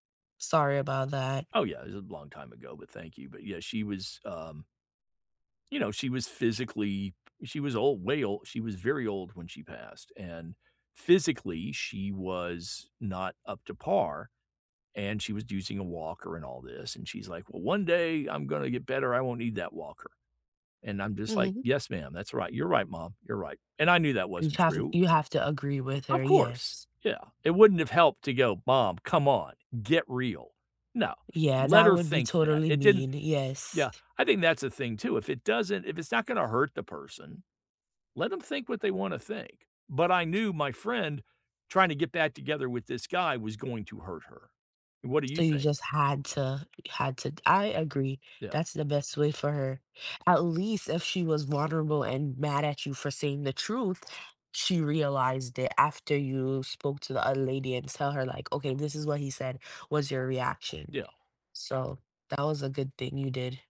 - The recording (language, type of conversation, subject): English, unstructured, What does honesty mean to you in everyday life?
- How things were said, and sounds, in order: other background noise